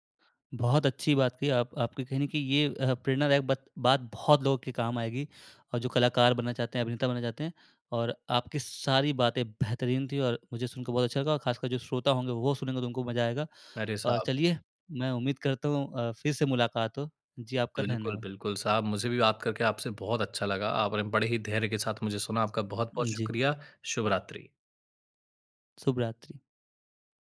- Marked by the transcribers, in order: none
- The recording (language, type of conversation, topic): Hindi, podcast, किस शौक में आप इतना खो जाते हैं कि समय का पता ही नहीं चलता?
- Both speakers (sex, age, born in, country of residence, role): male, 20-24, India, India, host; male, 30-34, India, India, guest